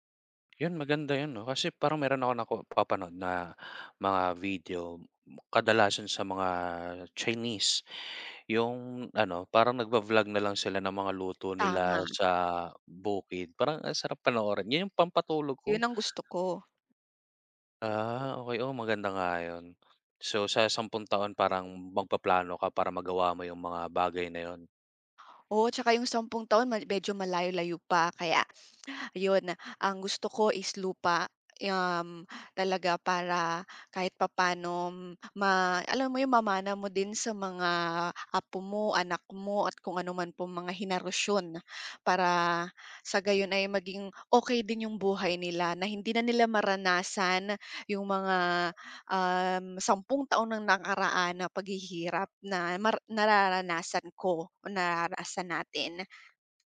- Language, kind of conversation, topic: Filipino, unstructured, Paano mo nakikita ang sarili mo sa loob ng sampung taon?
- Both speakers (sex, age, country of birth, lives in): female, 25-29, Philippines, Philippines; male, 30-34, Philippines, Philippines
- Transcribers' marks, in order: none